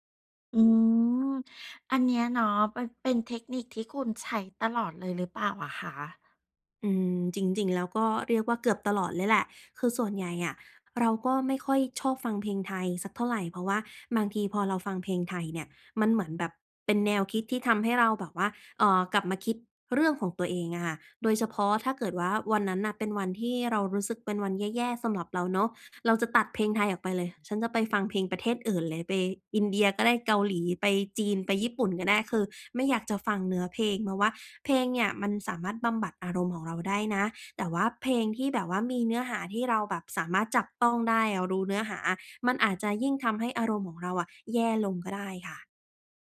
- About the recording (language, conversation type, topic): Thai, podcast, ในช่วงเวลาที่ย่ำแย่ คุณมีวิธีปลอบใจตัวเองอย่างไร?
- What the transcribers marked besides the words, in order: none